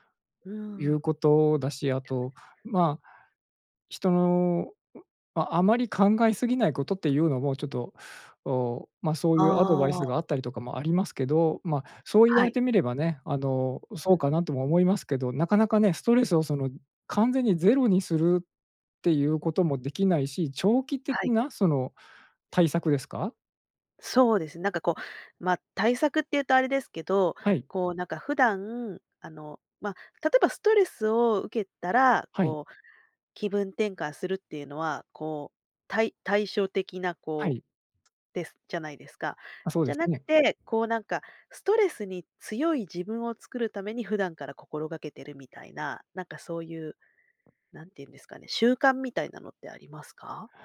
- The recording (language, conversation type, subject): Japanese, podcast, ストレスがたまったとき、普段はどのように対処していますか？
- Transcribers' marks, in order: other background noise